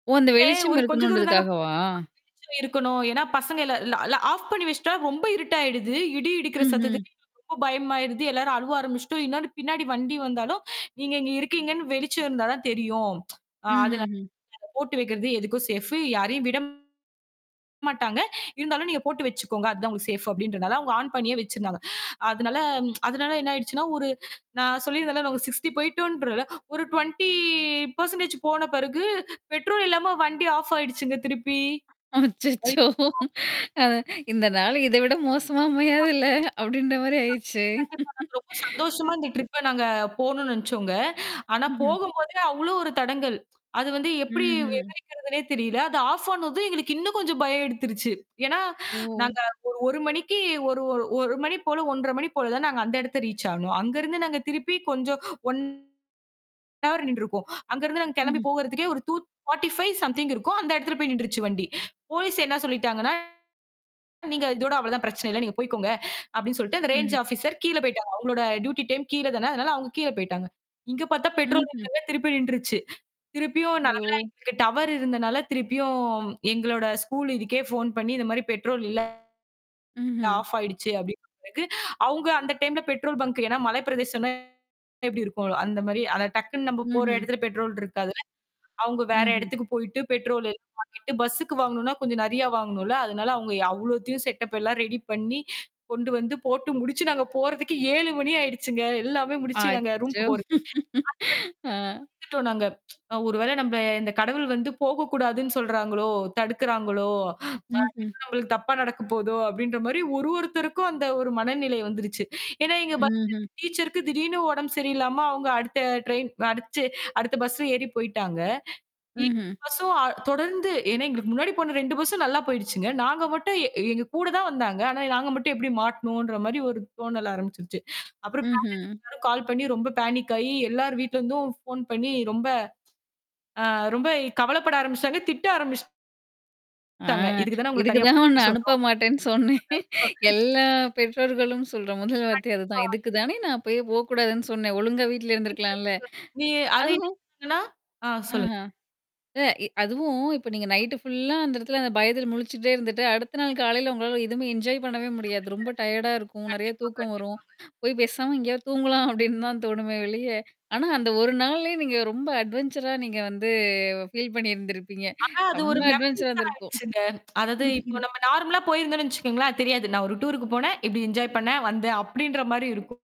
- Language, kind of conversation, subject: Tamil, podcast, ஒரு சுற்றுலா அல்லது பயணத்தில் குழுவாகச் சென்றபோது நீங்கள் சந்தித்த சவால்கள் என்னென்ன?
- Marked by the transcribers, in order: unintelligible speech; distorted speech; tapping; in English: "சேஃப்"; in English: "சேஃப்"; other background noise; in English: "சிக்ஸ்டி"; in English: "டுவென்டி பெர்சென்டேஜ்"; drawn out: "டுவென்டி பெர்சென்டேஜ்"; mechanical hum; laughing while speaking: "அச்சச்சோ. அ இந்த நாள் இதைவிட மோசமா அமையாதுல்ல அப்படின்ற மாதிரி ஆயிருச்சு"; unintelligible speech; unintelligible speech; other noise; in English: "ட்ரிப்ப"; in English: "ரீச்"; in English: "ஹவர்"; in English: "டூ ஃபார்டி ஃபைவ் சம்திங்"; in English: "ரேஞ்ச் ஆபிசர்"; drawn out: "திருப்பியும்"; laughing while speaking: "அச்சோ. ஆ"; unintelligible speech; unintelligible speech; unintelligible speech; in English: "பாணிக்"; laughing while speaking: "ஆ. இதுக்குதான் உன்னை அனுப்ப மாட்டேன்னு சொன்னேன். எல்லா பெற்றோர்களும் சொல்ற முதல் வார்த்தை அதுதான்"; unintelligible speech; static; unintelligible speech; unintelligible speech; laughing while speaking: "போய் பேசாம எங்கேயோ தூங்கலாம் அப்படின்னு … ரொம்ப அட்வென்ச்சரா இருந்திருக்கும்"; "ஒழிய" said as "வெளிய"; in English: "அட்வென்ச்சரா"; drawn out: "வந்து"; in English: "மெமரிஸ்"; in English: "அட்வென்ச்சரா"; in English: "நார்மலா"